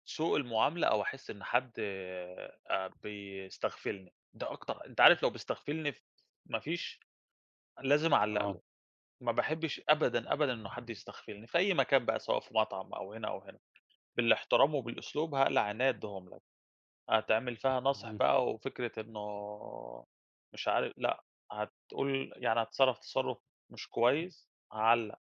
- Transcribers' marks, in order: none
- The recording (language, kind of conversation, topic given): Arabic, unstructured, إنت شايف إن الأكل السريع يستاهل كل الانتقاد ده؟